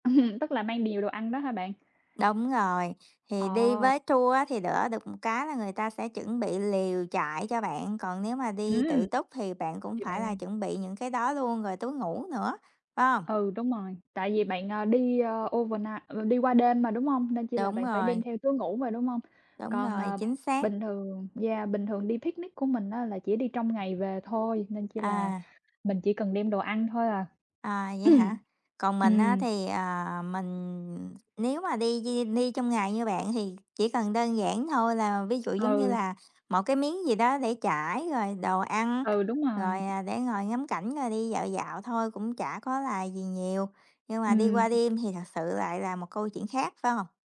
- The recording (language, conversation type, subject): Vietnamese, unstructured, Bạn thường chọn món ăn nào khi đi dã ngoại?
- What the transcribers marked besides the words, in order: laughing while speaking: "Ừm"; other background noise; tapping; in English: "overnight"; in English: "picnic"; throat clearing